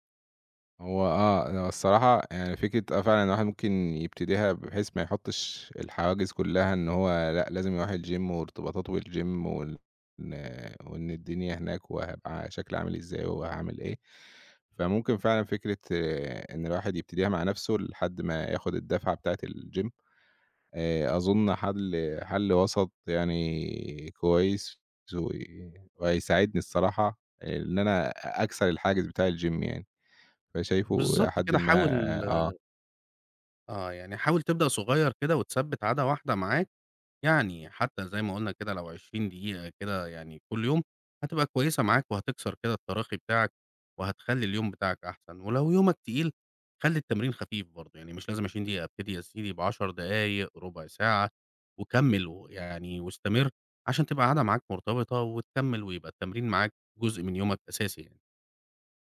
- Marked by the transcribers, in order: in English: "الgym"; in English: "بالgym"; in English: "الgym"; in English: "الgym"
- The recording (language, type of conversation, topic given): Arabic, advice, إزاي أوازن بين الشغل وألاقي وقت للتمارين؟